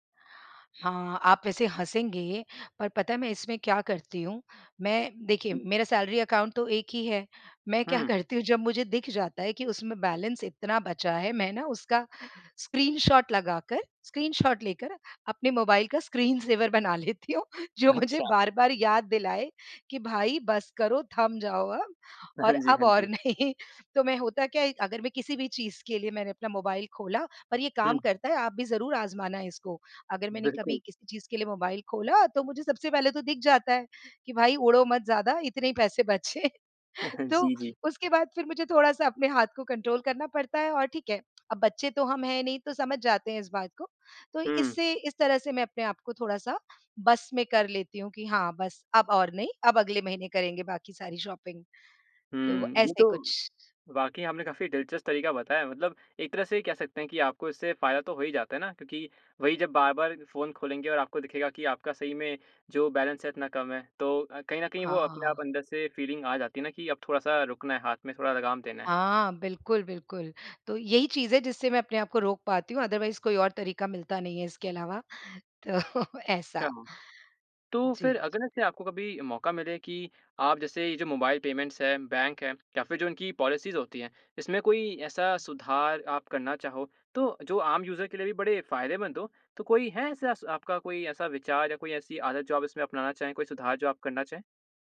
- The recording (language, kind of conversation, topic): Hindi, podcast, मोबाइल भुगतान का इस्तेमाल करने में आपको क्या अच्छा लगता है और क्या बुरा लगता है?
- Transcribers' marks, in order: in English: "सैलरी अकाउंट"; in English: "बैलेंस"; in English: "स्क्रीनशॉट"; in English: "स्क्रीनशॉट"; laughing while speaking: "स्क्रीन सेवर बना लेती हूँ, जो मुझे बार-बार"; laughing while speaking: "अच्छा"; laughing while speaking: "अब और नहीं"; laughing while speaking: "हाँ जी, हाँ जी"; laughing while speaking: "बचे"; chuckle; in English: "कंट्रोल"; in English: "शॉपिंग"; in English: "बैलेंस"; in English: "फ़ीलिंग"; in English: "अदरवाइज़"; laughing while speaking: "तो ऐसा"; in English: "पेमेंट्स"; in English: "पॉलिसीज़"; in English: "यूज़र"